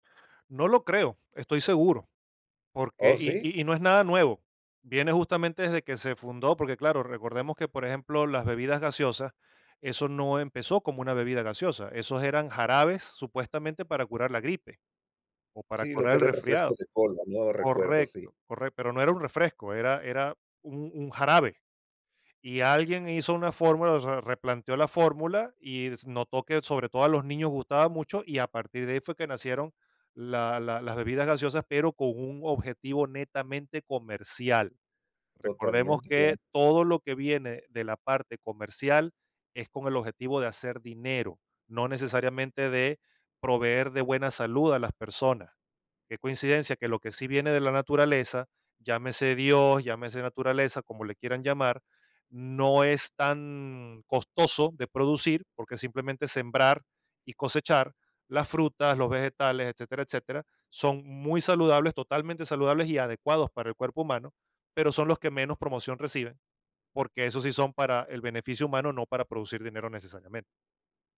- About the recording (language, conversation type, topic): Spanish, podcast, ¿Qué sabores te transportan a tu infancia?
- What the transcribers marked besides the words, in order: tapping